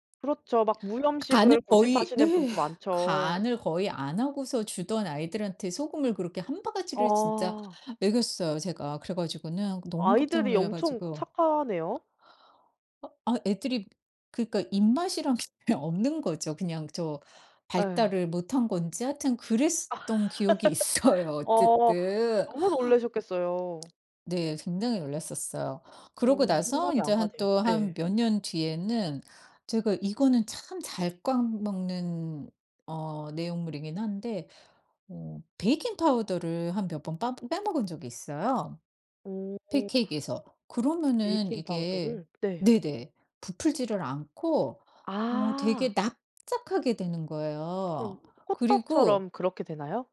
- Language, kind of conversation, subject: Korean, podcast, 요리하다가 크게 망한 경험 하나만 들려주실래요?
- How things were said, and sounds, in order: other background noise; tapping; laughing while speaking: "입맛이란 게"; laugh; laughing while speaking: "있어요 어쨌든"; "팬케이크" said as "팬케익"